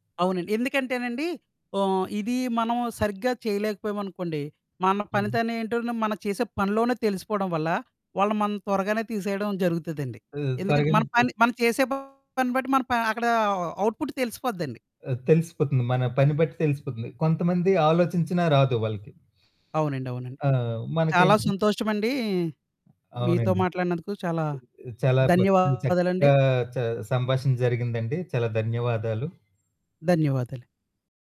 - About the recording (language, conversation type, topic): Telugu, podcast, ఒంటరిగా ఉన్నప్పుడు ఎదురయ్యే నిలకడలేమిని మీరు ఎలా అధిగమిస్తారు?
- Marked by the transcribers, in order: distorted speech; in English: "అవుట్ పుట్"; other background noise